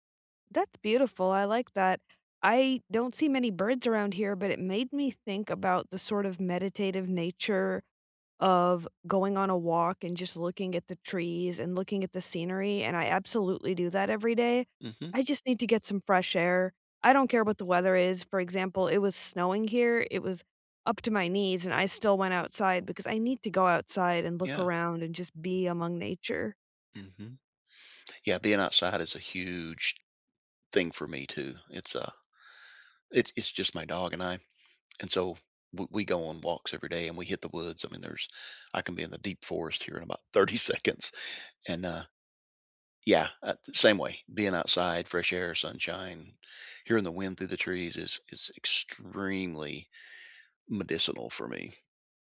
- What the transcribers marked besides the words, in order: drawn out: "huge"; laughing while speaking: "thirty seconds"; stressed: "extremely"
- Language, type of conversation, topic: English, unstructured, How do you practice self-care in your daily routine?
- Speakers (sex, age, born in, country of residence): female, 30-34, United States, United States; male, 60-64, United States, United States